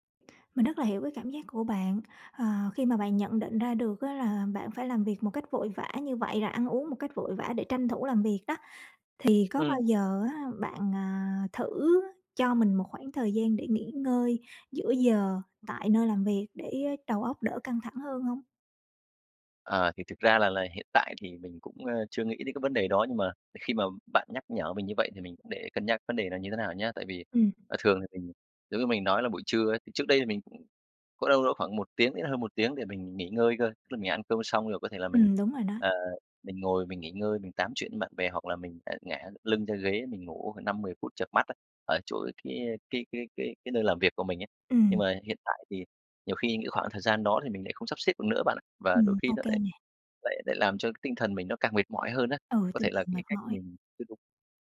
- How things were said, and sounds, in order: tapping; other background noise
- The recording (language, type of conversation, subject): Vietnamese, advice, Làm sao để vượt qua tình trạng kiệt sức tinh thần khiến tôi khó tập trung làm việc?